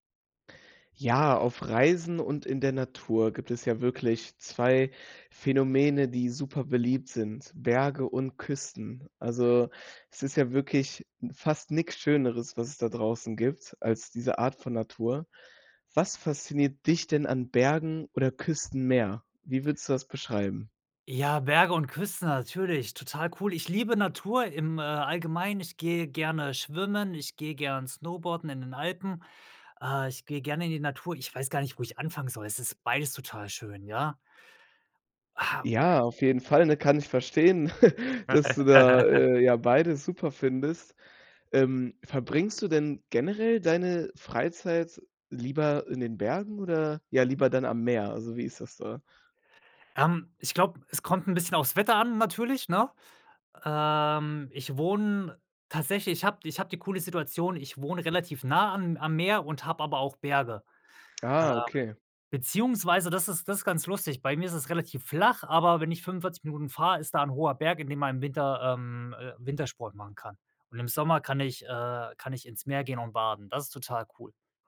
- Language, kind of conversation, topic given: German, podcast, Was fasziniert dich mehr: die Berge oder die Küste?
- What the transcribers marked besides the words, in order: laugh; chuckle